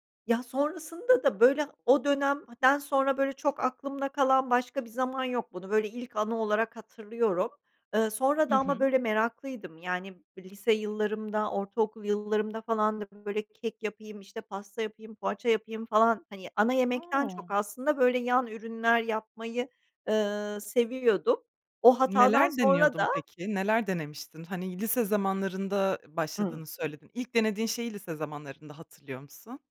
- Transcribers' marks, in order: other background noise
- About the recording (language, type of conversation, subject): Turkish, podcast, Kendi yemeklerini yapmayı nasıl öğrendin ve en sevdiğin tarif hangisi?